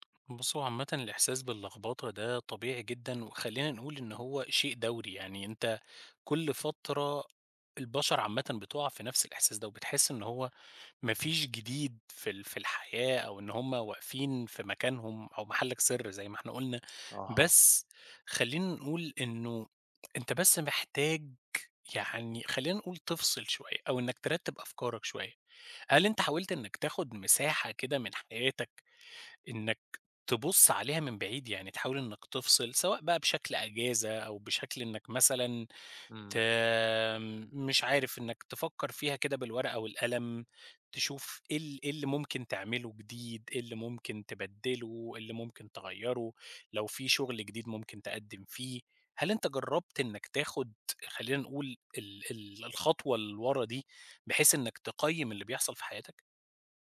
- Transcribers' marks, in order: tapping
- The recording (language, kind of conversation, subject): Arabic, advice, إزاي أتعامل مع الأفكار السلبية اللي بتتكرر وبتخلّيني أقلّل من قيمتي؟